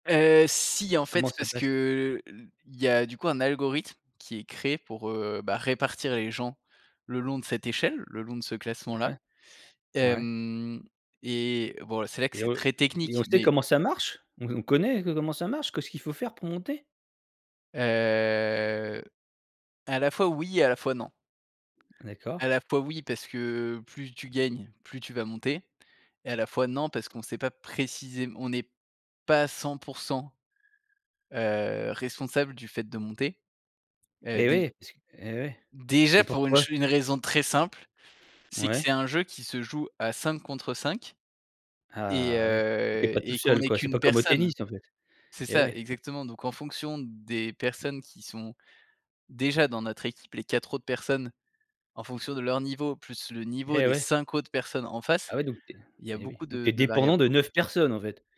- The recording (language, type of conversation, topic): French, podcast, Quelles peurs as-tu dû surmonter pour te remettre à un ancien loisir ?
- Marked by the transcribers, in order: drawn out: "Hem"; tapping; drawn out: "Heu"; other background noise; drawn out: "heu"; drawn out: "Ah"